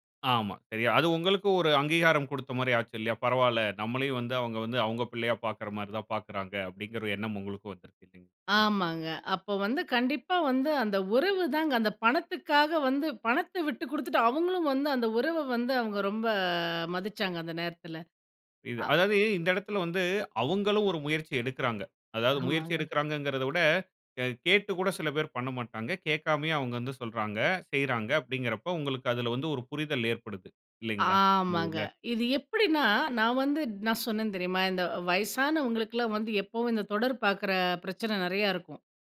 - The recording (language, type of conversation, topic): Tamil, podcast, சமயம், பணம், உறவு ஆகியவற்றில் நீண்டகாலத்தில் நீங்கள் எதை முதன்மைப்படுத்துவீர்கள்?
- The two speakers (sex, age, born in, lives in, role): female, 40-44, India, India, guest; male, 35-39, India, India, host
- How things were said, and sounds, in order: drawn out: "ஆமாங்க"